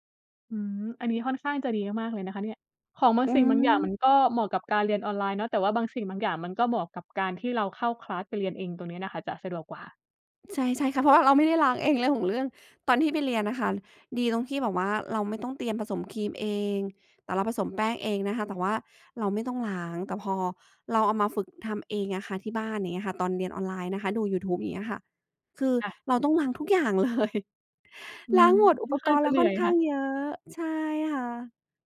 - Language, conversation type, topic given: Thai, unstructured, การเรียนออนไลน์แตกต่างจากการเรียนในห้องเรียนอย่างไร?
- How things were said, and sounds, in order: in English: "คลาส"; laughing while speaking: "เลย"